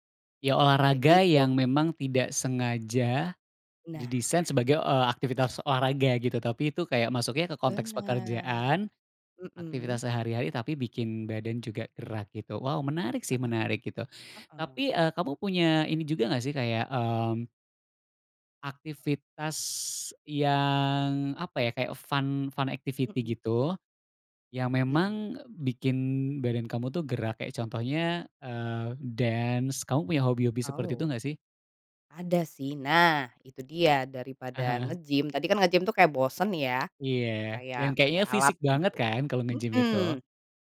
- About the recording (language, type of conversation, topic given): Indonesian, podcast, Bagaimana kamu tetap aktif tanpa olahraga berat?
- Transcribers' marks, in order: in English: "fun fun activity"; in English: "dance"; tapping